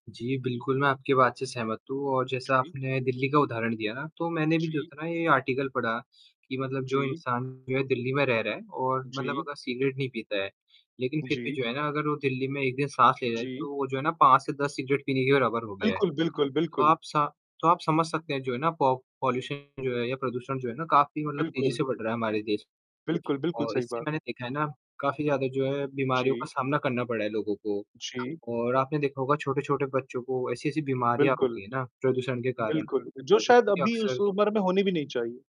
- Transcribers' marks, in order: static; distorted speech; in English: "आर्टिकल"; in English: "पॉल्यूशन"; tapping; other background noise
- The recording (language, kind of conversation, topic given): Hindi, unstructured, आपके आस-पास प्रदूषण के कारण आपको किन-किन दिक्कतों का सामना करना पड़ता है?